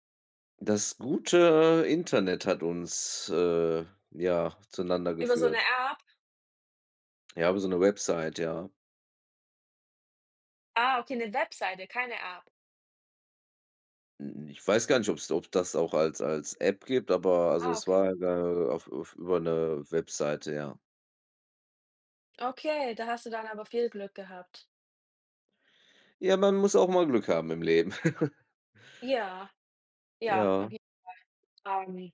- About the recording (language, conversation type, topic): German, unstructured, Wie reagierst du, wenn dein Partner nicht ehrlich ist?
- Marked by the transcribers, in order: unintelligible speech; chuckle